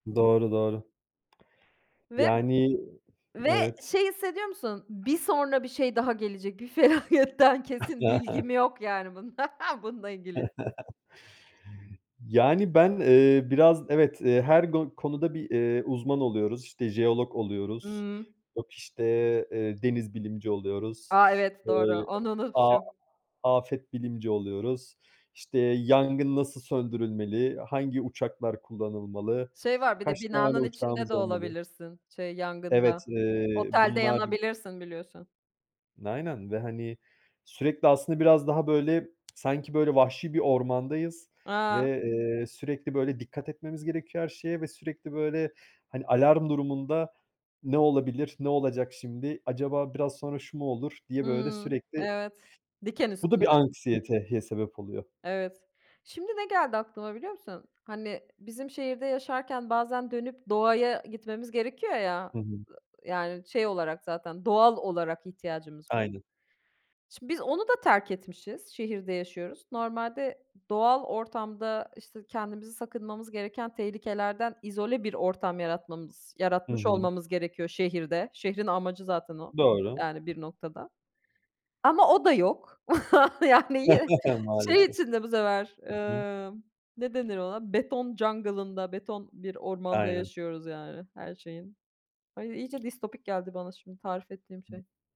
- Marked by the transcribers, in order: other background noise; laughing while speaking: "felaketten"; chuckle; laughing while speaking: "bunla"; laugh; laugh; chuckle; in English: "jungle'ında"
- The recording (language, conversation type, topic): Turkish, unstructured, Dünyadaki güncel haberleri takip etmek neden önemlidir?
- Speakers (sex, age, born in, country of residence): female, 40-44, Turkey, Austria; other, 25-29, Turkey, Germany